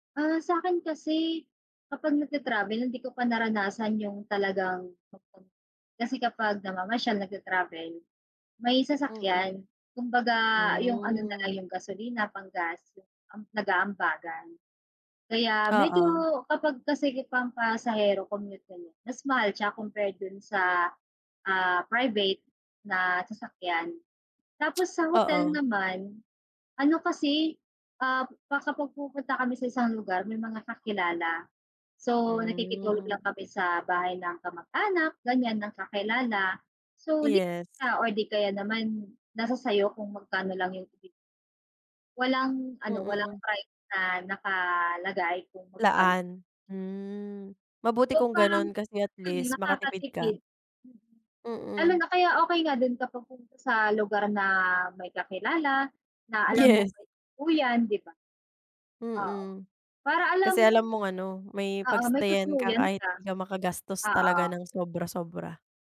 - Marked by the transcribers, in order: laughing while speaking: "Yes"
- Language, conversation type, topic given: Filipino, unstructured, Ano ang mga paraan para makatipid sa mga gastos habang naglalakbay?